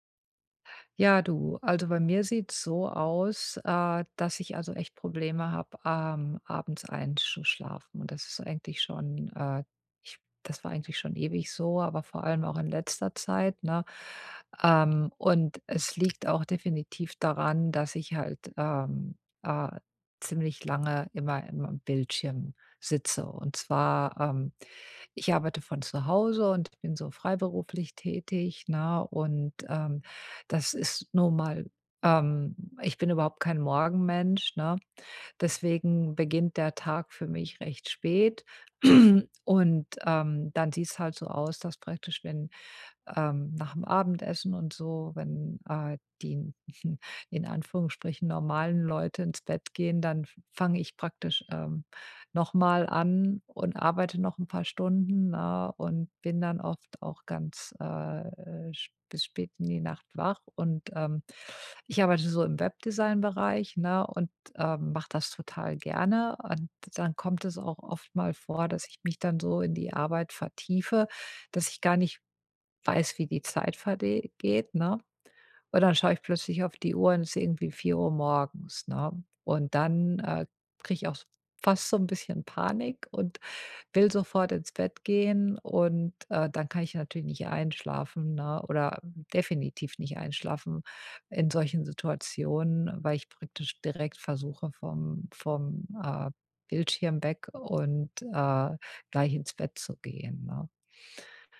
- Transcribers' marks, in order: throat clearing; chuckle
- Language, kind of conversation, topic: German, advice, Wie kann ich trotz abendlicher Gerätenutzung besser einschlafen?